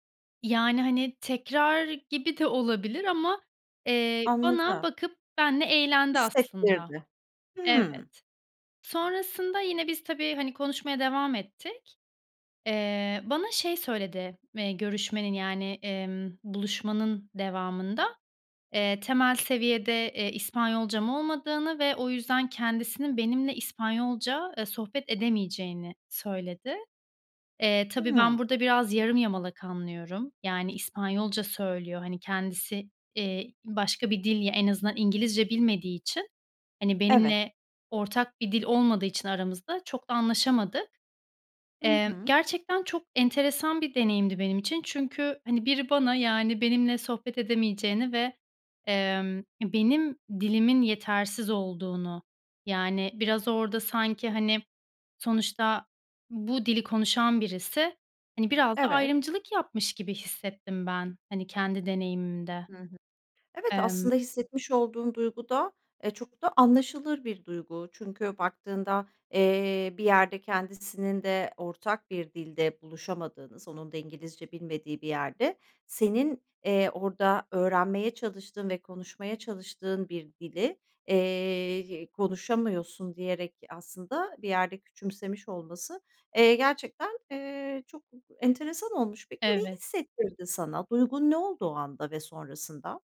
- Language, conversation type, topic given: Turkish, podcast, Dil üzerinden yapılan ayrımcılığa şahit oldun mu, nasıl tepki verdin?
- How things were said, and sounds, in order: none